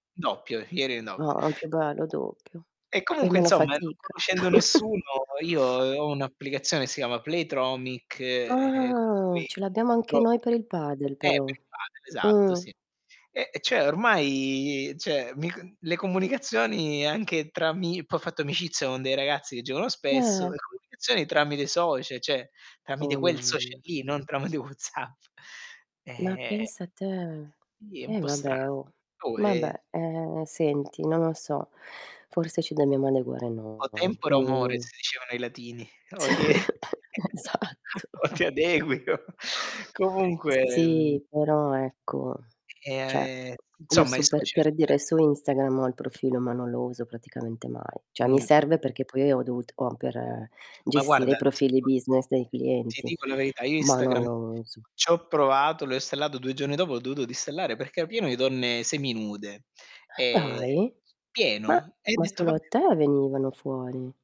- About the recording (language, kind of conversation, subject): Italian, unstructured, Ti dà fastidio quanto tempo passiamo sui social?
- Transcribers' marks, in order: tapping; distorted speech; chuckle; drawn out: "Ah!"; "Playtomic" said as "Playtromic"; unintelligible speech; other background noise; "cioè" said as "ceh"; "cioè" said as "ceh"; "poi" said as "po"; "cioè" said as "ceh"; laughing while speaking: "tramite WhatsApp"; in Latin: "O tempora, o mores"; "tempore" said as "tempora"; chuckle; laughing while speaking: "Esatto"; chuckle; laughing while speaking: "o ti adegui, o"; "cioè" said as "ceh"; "Cioè" said as "ceh"; background speech; "disinstallare" said as "distallare"; "era" said as "ea"